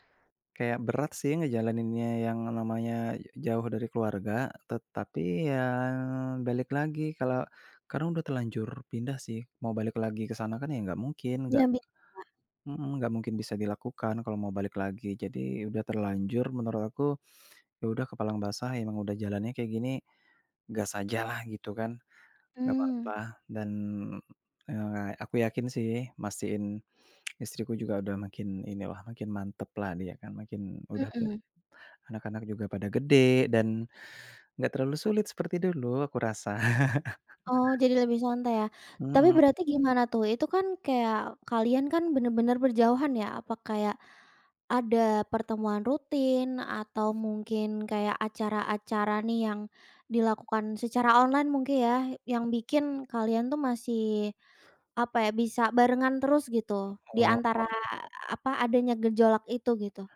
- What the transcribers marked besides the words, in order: tongue click; laughing while speaking: "rasa"
- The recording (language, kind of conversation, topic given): Indonesian, podcast, Gimana cara kamu menimbang antara hati dan logika?